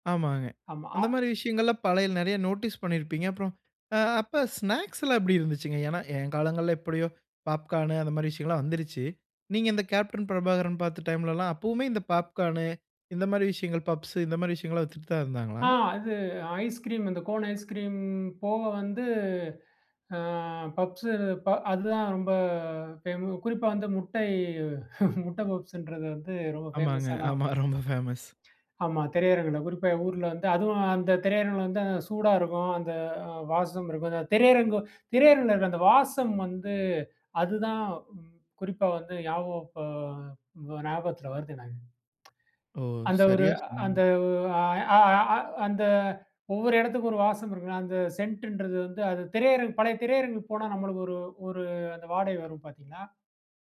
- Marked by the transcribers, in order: in English: "நோட்டீஸ்"; in English: "ஸ்நாக்ஸ்லாம்"; in English: "டைம்லலாம்"; drawn out: "அ"; laugh; in English: "ஃபேமஸான"; laughing while speaking: "ரொம்ப ஃபேமஸ்"
- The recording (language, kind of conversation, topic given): Tamil, podcast, பழைய திரைப்படத் தியேட்டருக்குச் சென்ற அனுபவத்தை நீங்கள் எப்படி விவரிப்பீர்கள்?